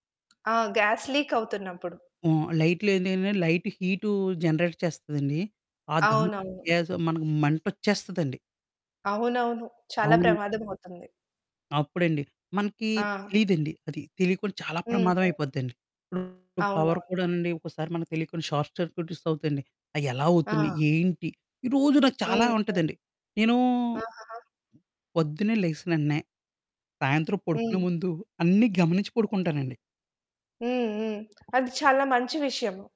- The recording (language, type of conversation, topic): Telugu, podcast, సురక్షత కోసం మీరు సాధారణంగా ఏ నియమాలను పాటిస్తారు?
- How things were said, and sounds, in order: other background noise; in English: "గ్యాస్ లీక్"; in English: "లైట్"; in English: "జనరేట్"; distorted speech; in English: "గ్యాస్"; static; in English: "పవర్"; in English: "షార్ట్ సర్క్యూట్స్"